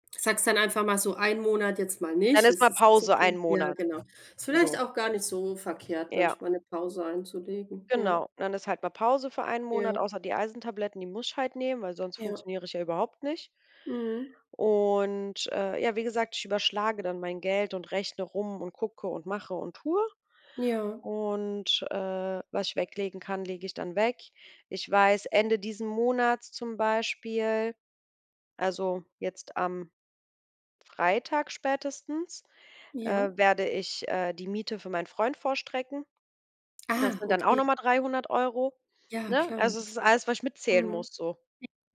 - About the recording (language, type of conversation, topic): German, unstructured, Wie gehst du im Alltag mit deinem Geld um?
- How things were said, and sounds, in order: none